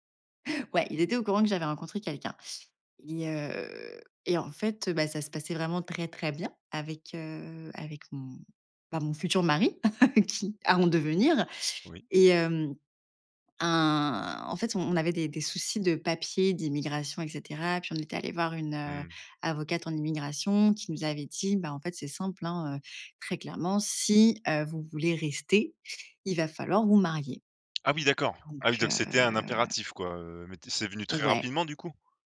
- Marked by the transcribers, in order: laugh
- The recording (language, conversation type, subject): French, podcast, Comment présenter un nouveau partenaire à ta famille ?